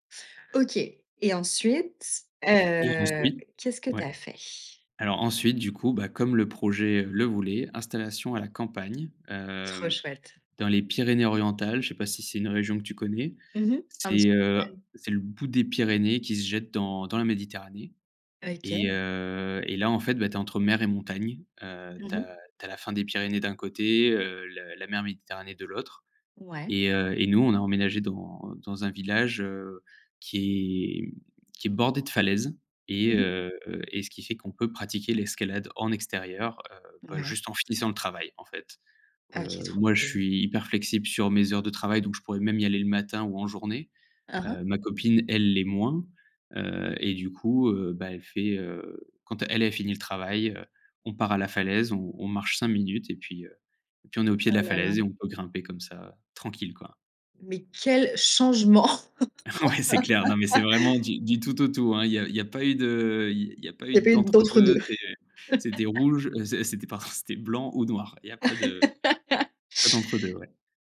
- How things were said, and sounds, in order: drawn out: "heu"; other background noise; stressed: "changement"; chuckle; laughing while speaking: "Ouais"; laugh; chuckle; laughing while speaking: "pardon"; laugh
- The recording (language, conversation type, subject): French, podcast, Comment choisir entre la sécurité et l’ambition ?